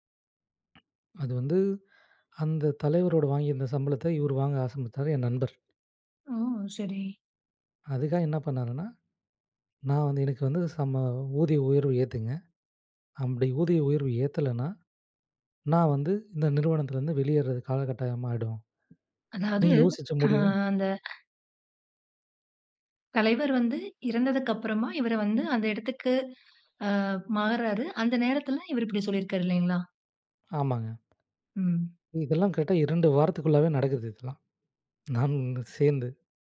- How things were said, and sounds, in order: other background noise; horn; "ஆசைபட்டாரு" said as "ஆசமித்தாரு"; drawn out: "ஆ"
- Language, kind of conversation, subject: Tamil, podcast, தோல்விகள் உங்கள் படைப்பை எவ்வாறு மாற்றின?